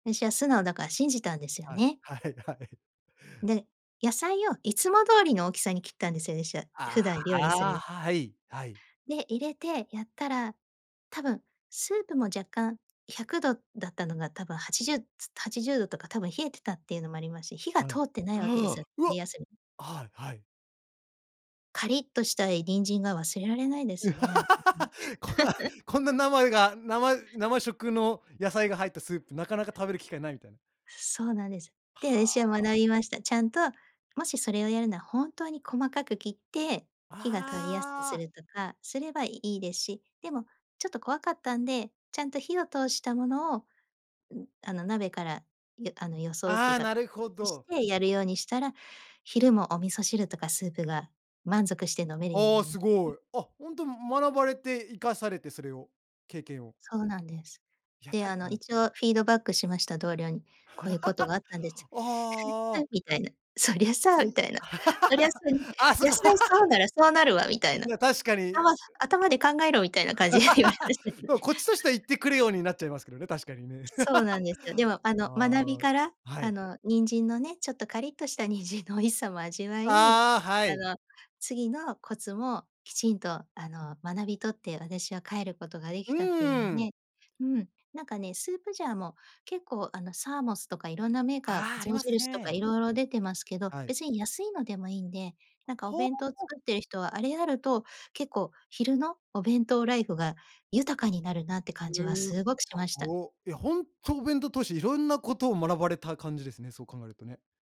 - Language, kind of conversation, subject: Japanese, podcast, お弁当を作るときに、いちばんこだわっていることは何ですか？
- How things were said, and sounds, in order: laughing while speaking: "はい-はい"; laugh; laughing while speaking: "こんな"; giggle; laugh; unintelligible speech; laughing while speaking: "そりゃさ"; laugh; laugh; laughing while speaking: "感じで言われましたけどね"; laugh; chuckle; laugh; laughing while speaking: "ニンジンの"; other noise